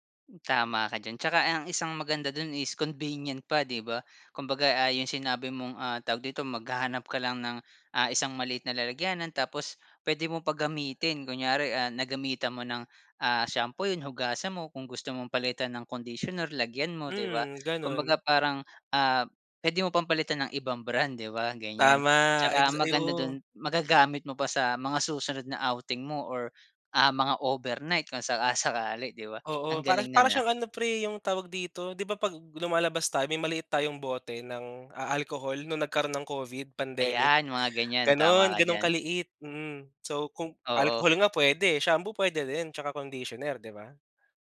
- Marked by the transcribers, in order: tapping; laughing while speaking: "kung saka-sakali 'di ba?"; other background noise
- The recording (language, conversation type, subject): Filipino, podcast, Ano ang simpleng paraan para bawasan ang paggamit ng plastik sa araw-araw?